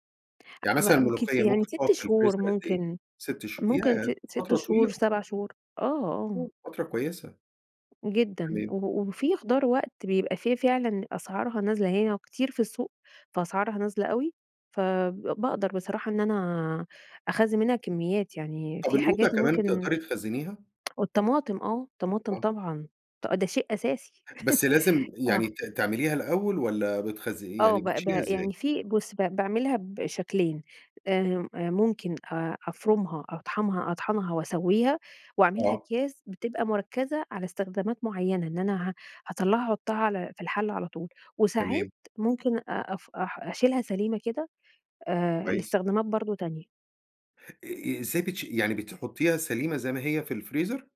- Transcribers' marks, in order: tapping; unintelligible speech; tsk; laugh; "أطحَنها-" said as "أطحمها"
- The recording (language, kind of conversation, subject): Arabic, podcast, إزاي تخطط لوجبات الأسبوع بطريقة سهلة؟